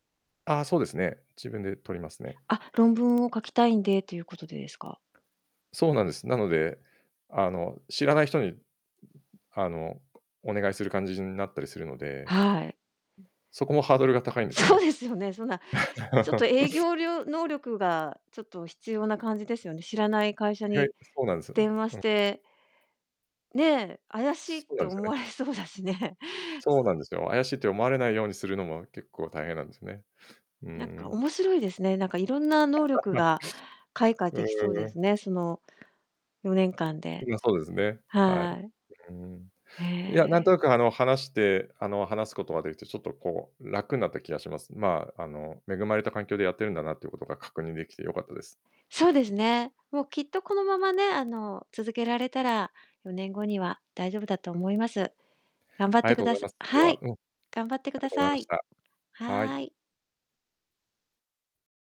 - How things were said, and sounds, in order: distorted speech; other background noise; tapping; laughing while speaking: "そうですよね"; laugh; laughing while speaking: "思われそうだしね"; unintelligible speech
- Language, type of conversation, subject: Japanese, advice, 仕事で昇進や成果を期待されるプレッシャーをどのように感じていますか？
- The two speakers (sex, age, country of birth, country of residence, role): female, 50-54, Japan, Japan, advisor; male, 50-54, Japan, Japan, user